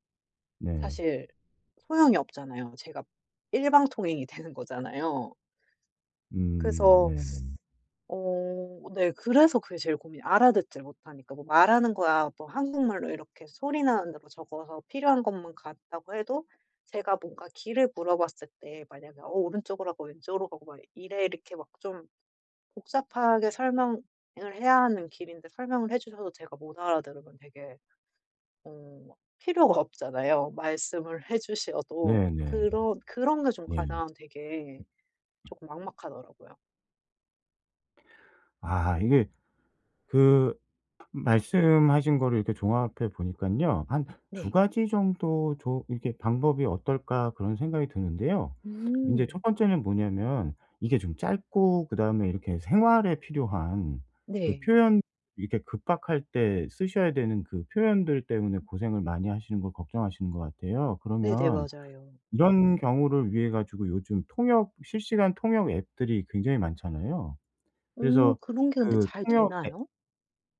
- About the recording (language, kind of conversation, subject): Korean, advice, 여행 중 언어 장벽 때문에 소통이 어려울 때는 어떻게 하면 좋을까요?
- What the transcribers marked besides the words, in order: laughing while speaking: "되는"; teeth sucking; laughing while speaking: "필요가"; other noise; other background noise